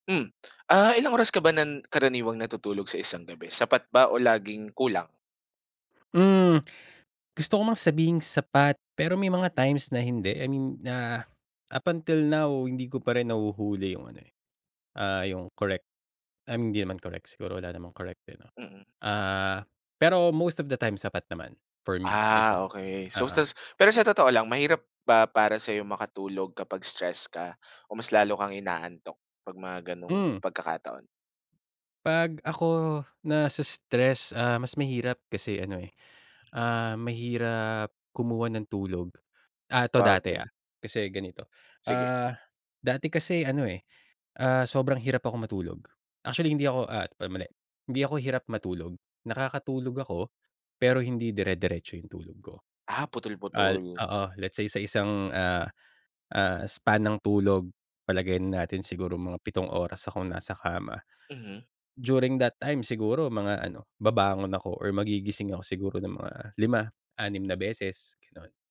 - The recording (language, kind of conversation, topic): Filipino, podcast, Ano ang papel ng pagtulog sa pamamahala ng stress mo?
- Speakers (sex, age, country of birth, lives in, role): male, 25-29, Philippines, Philippines, host; male, 35-39, Philippines, Philippines, guest
- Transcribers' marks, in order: tongue click